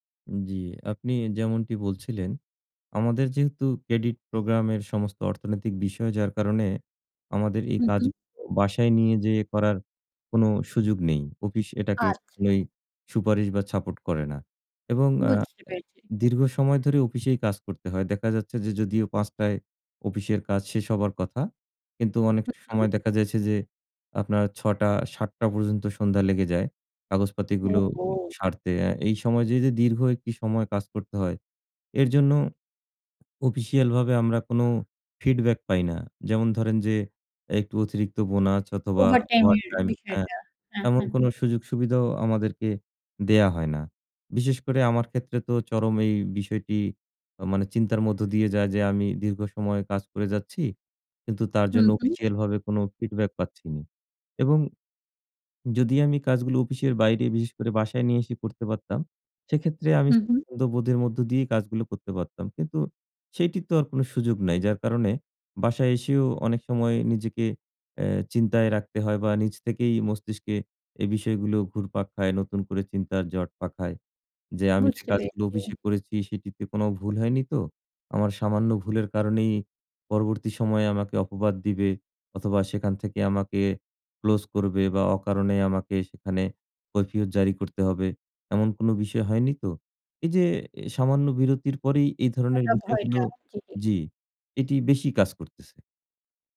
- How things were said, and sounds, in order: "সাপোট" said as "ছাপোট"; drawn out: "ওহো!"; "বোনাস" said as "বোনাচ"
- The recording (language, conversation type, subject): Bengali, advice, বিরতি থেকে কাজে ফেরার পর আবার মনোযোগ ধরে রাখতে পারছি না—আমি কী করতে পারি?